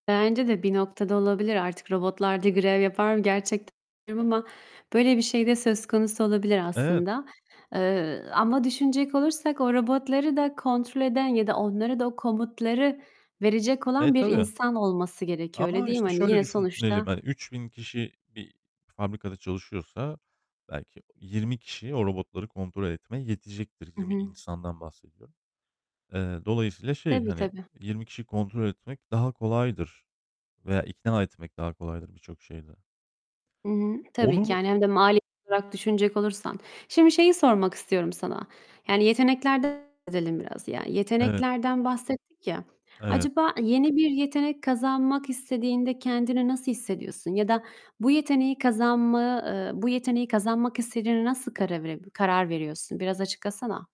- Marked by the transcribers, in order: distorted speech; unintelligible speech; tapping; other background noise
- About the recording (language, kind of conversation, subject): Turkish, unstructured, Gelecekte hangi yeni yetenekleri öğrenmek istiyorsunuz?